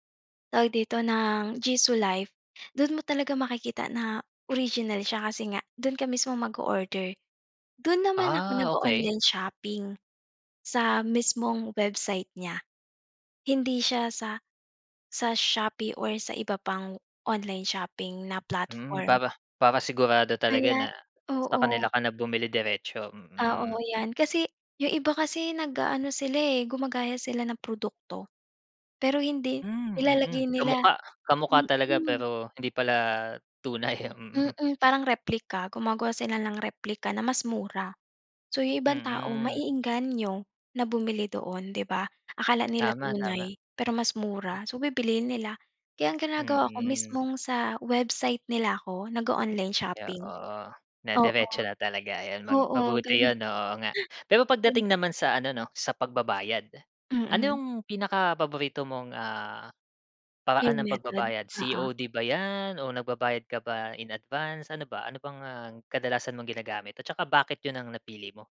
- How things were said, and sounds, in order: tapping; laughing while speaking: "tunay, mm"; laughing while speaking: "gano'n"
- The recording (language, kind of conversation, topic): Filipino, podcast, Ano ang mga praktikal at ligtas na tips mo para sa online na pamimili?